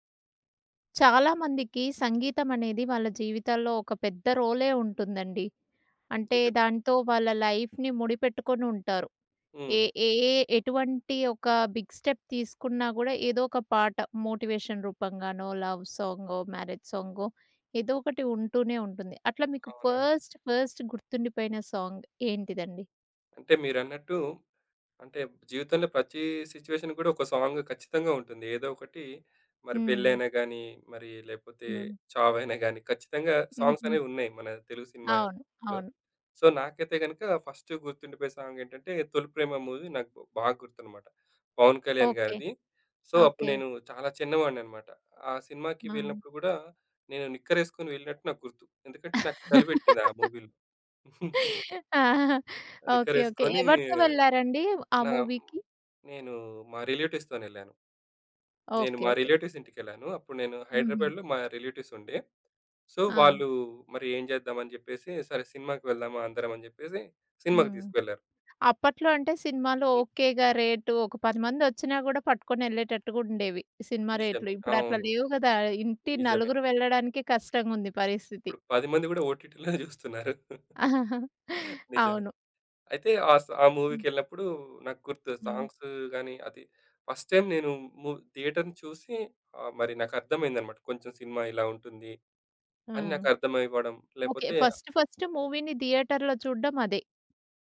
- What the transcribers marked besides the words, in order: tapping; in English: "లైఫ్‌ని"; in English: "బిగ్ స్టెప్"; in English: "మోటివేషన్"; in English: "లవ్"; in English: "మ్యారేజ్"; in English: "ఫస్ట్, ఫస్ట్"; in English: "సాంగ్"; in English: "సిట్యుయేషన్"; in English: "సో"; in English: "మూవీ"; in English: "సో"; laugh; in English: "మూవీలో"; giggle; other background noise; in English: "రిలేటివ్స్‌తోనెళ్ళాను"; in English: "మూవీకి?"; in English: "రిలేటివ్స్"; in English: "రిలేటివ్స్"; in English: "సో"; in English: "ఓటీటీలోనే"; giggle; chuckle; in English: "మూవీకెళ్ళినప్పుడు"; in English: "సాంగ్స్"; in English: "ఫస్ట్ టైమ్"; in English: "ఫస్ట్, ఫస్ట్, మూవీని"
- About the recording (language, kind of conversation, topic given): Telugu, podcast, సంగీతానికి మీ తొలి జ్ఞాపకం ఏమిటి?